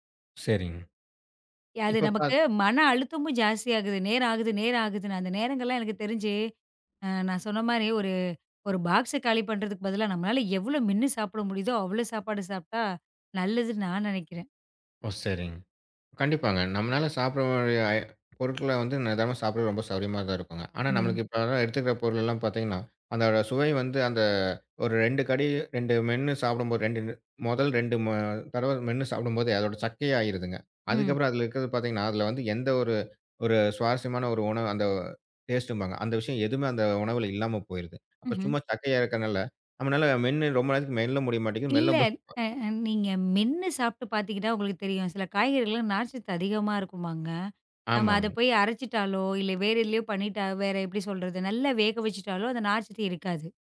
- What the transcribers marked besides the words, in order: in English: "பாக்ஸ்"
- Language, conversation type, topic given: Tamil, podcast, நிதானமாக சாப்பிடுவதால் கிடைக்கும் மெய்நுணர்வு நன்மைகள் என்ன?